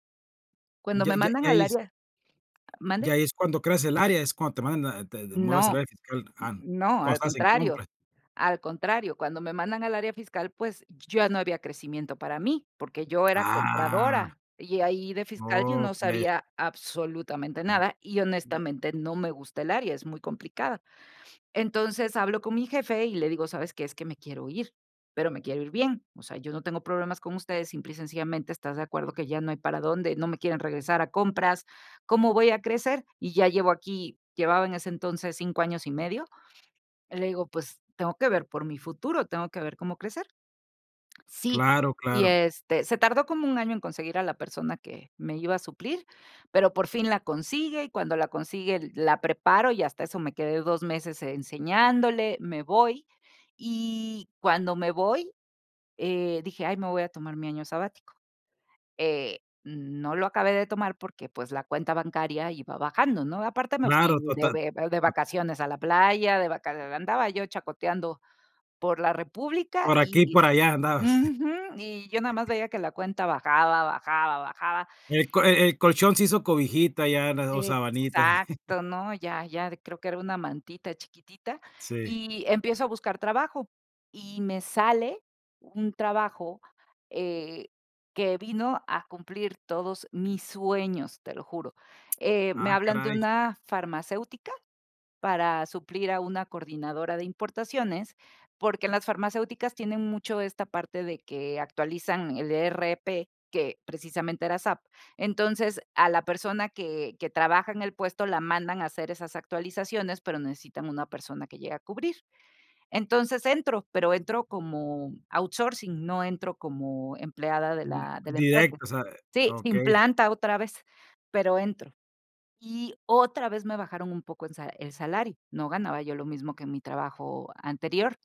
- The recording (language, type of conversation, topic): Spanish, podcast, ¿Cuándo aprendiste a ver el fracaso como una oportunidad?
- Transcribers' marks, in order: other background noise; drawn out: "Ah"; other noise; chuckle; in English: "outsourcing"